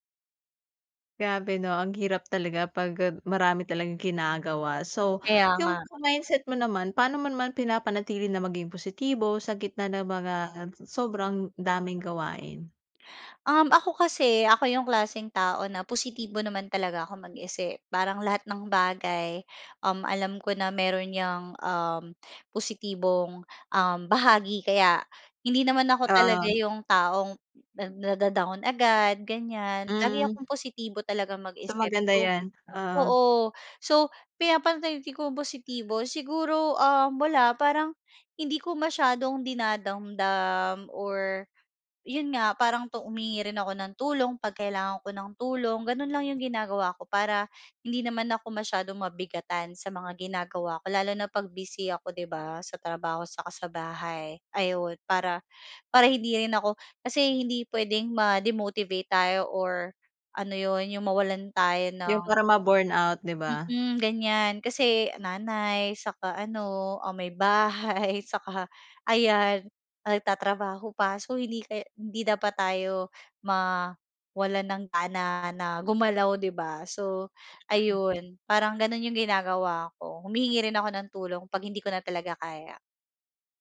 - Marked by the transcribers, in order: tapping; other background noise; laughing while speaking: "may bahay"
- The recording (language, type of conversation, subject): Filipino, podcast, Paano mo nababalanse ang trabaho at mga gawain sa bahay kapag pareho kang abala sa dalawa?